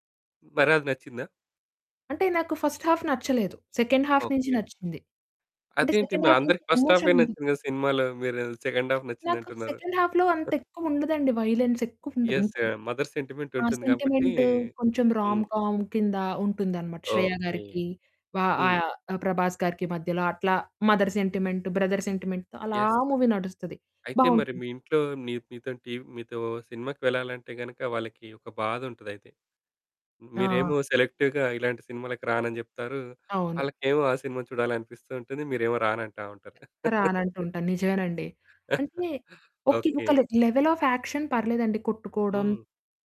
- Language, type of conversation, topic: Telugu, podcast, కాలక్రమంలో సినిమాల పట్ల మీ అభిరుచి ఎలా మారింది?
- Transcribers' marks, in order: in English: "ఫస్ట్ హాఫ్"; in English: "సెకండ్ హాఫ్"; in English: "సెకండ్ హాఫ్"; in English: "ఫస్ట్"; in English: "సెకండ్ ఆఫ్"; in English: "సెకండ్ హాఫ్‌లో"; other background noise; in English: "వయలెన్స్"; in English: "ఎస్"; in English: "మదర్ సెంటిమెంట్"; in English: "సెంటిమెంట్"; in English: "రామ్ కామ్"; in English: "మదర్ సెంటిమెంట్, బ్రదర్ సెంటిమెంట్‌తో"; in English: "ఎస్"; in English: "మూవీ"; distorted speech; in English: "సెలెక్టివ్‌గా"; laugh; chuckle; in English: "లెవెల్ ఆఫ్ యాక్షన్"